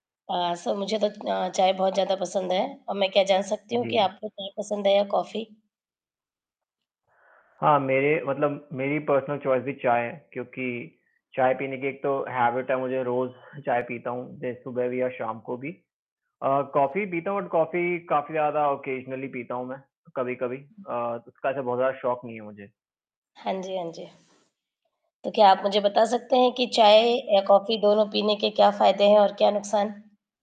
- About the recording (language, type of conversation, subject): Hindi, unstructured, आपको चाय पसंद है या कॉफी, और क्यों?
- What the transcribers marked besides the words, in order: static; in English: "सो"; distorted speech; in English: "पर्सनल चॉइस"; horn; in English: "हैबिट"; in English: "बट"; in English: "ओकेज़नली"